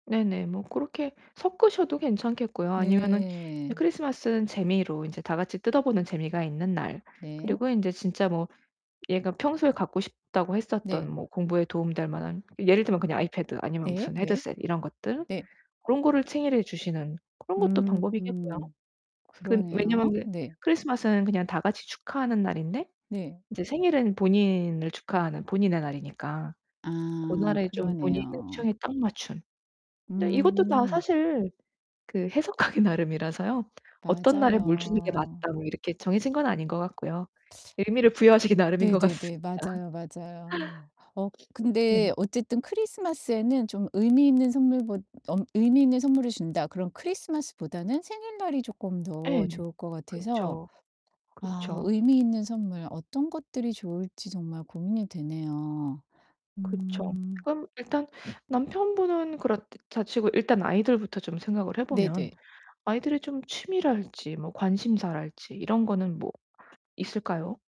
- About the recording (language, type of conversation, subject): Korean, advice, 예산 안에서 쉽게 멋진 선물을 고르려면 어떤 기준으로 선택하면 좋을까요?
- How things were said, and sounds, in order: distorted speech; other background noise; laughing while speaking: "해석하기"; tapping; laughing while speaking: "나름인 것 같습니다"